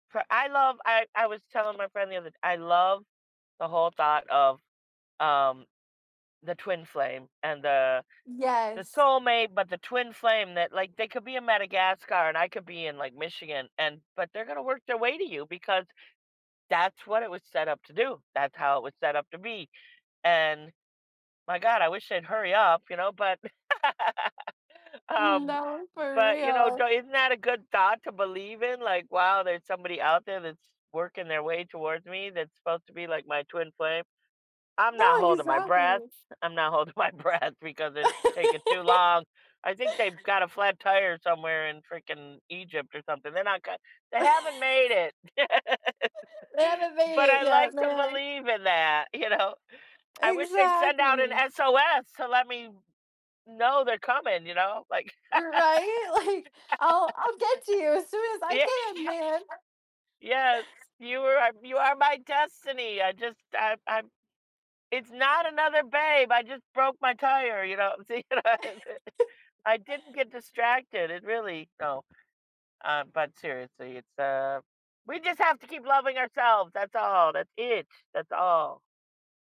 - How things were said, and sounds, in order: unintelligible speech; laugh; background speech; laugh; laughing while speaking: "holding my breath"; laugh; other background noise; laugh; laugh; laughing while speaking: "you know"; laugh; laughing while speaking: "Yeah"; chuckle
- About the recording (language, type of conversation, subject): English, unstructured, What are some signs that a relationship might not be working anymore?
- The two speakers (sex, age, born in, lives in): female, 25-29, United States, United States; female, 55-59, United States, United States